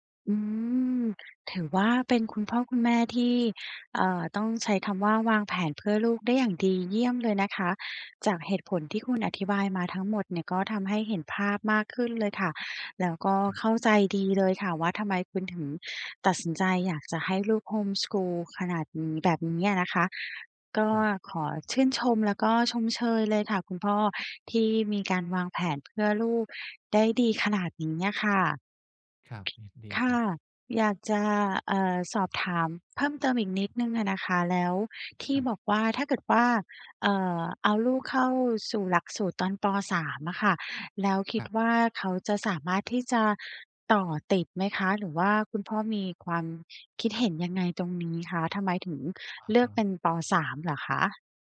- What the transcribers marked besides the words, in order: tapping
- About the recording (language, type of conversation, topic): Thai, advice, ฉันจะตัดสินใจเรื่องสำคัญของตัวเองอย่างไรโดยไม่ปล่อยให้แรงกดดันจากสังคมมาชี้นำ?